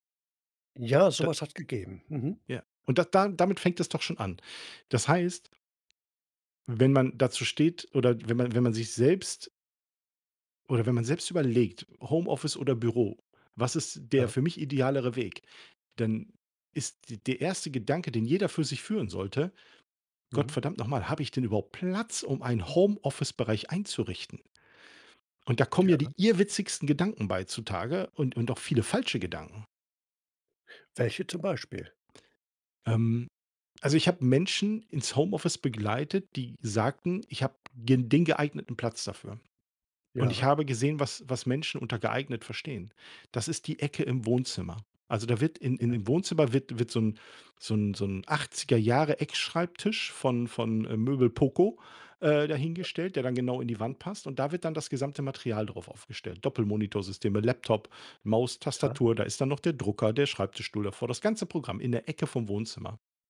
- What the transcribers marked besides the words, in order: none
- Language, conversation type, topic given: German, podcast, Wie stehst du zu Homeoffice im Vergleich zum Büro?